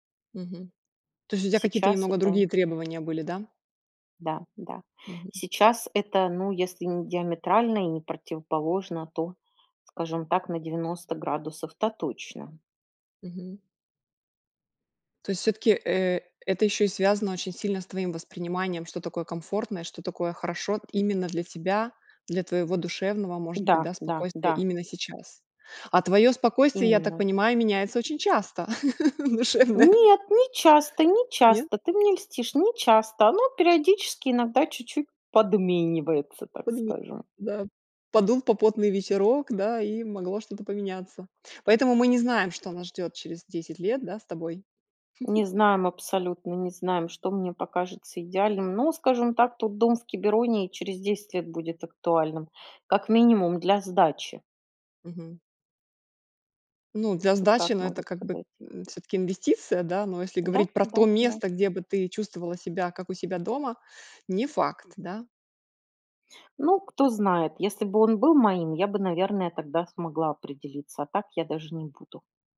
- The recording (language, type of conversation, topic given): Russian, podcast, Расскажи о месте, где ты чувствовал(а) себя чужим(ой), но тебя приняли как своего(ю)?
- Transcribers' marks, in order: laugh; giggle